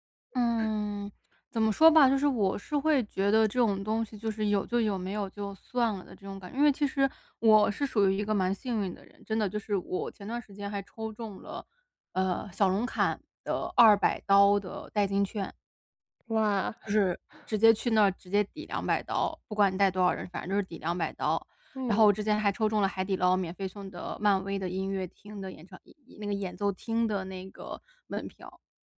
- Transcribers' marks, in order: chuckle
- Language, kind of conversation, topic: Chinese, podcast, 有没有过一次错过反而带来好运的经历？